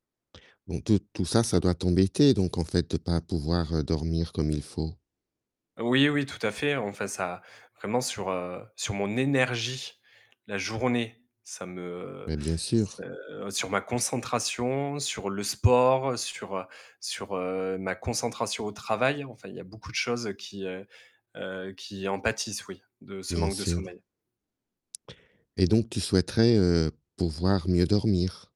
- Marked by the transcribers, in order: stressed: "énergie"; tapping
- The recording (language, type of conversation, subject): French, advice, Comment décririez-vous votre incapacité à dormir à cause de pensées qui tournent en boucle ?